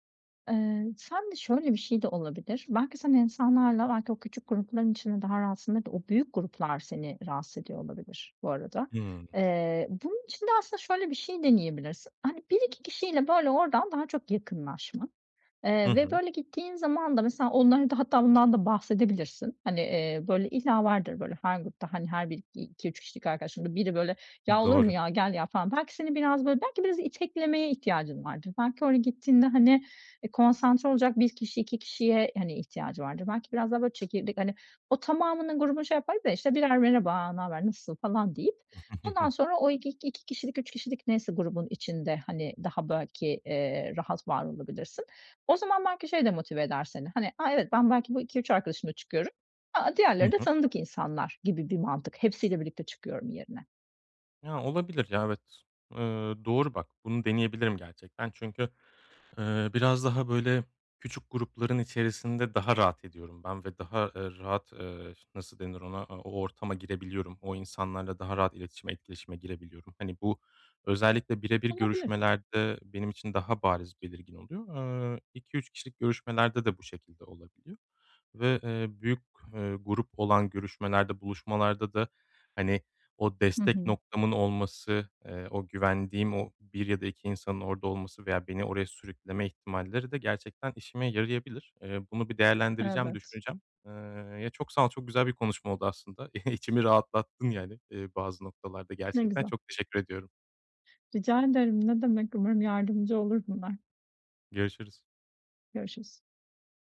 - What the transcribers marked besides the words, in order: tapping; chuckle; chuckle
- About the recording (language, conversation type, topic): Turkish, advice, Sosyal zamanla yalnız kalma arasında nasıl denge kurabilirim?